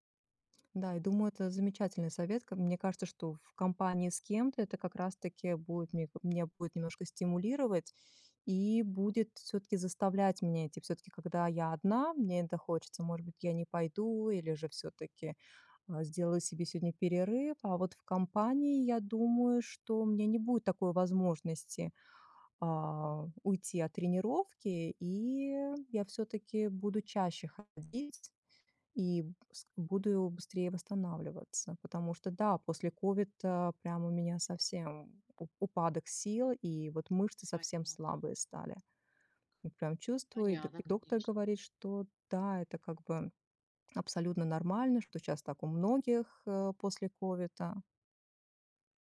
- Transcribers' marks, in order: other background noise; tapping
- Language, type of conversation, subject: Russian, advice, Как постоянная боль или травма мешает вам регулярно заниматься спортом?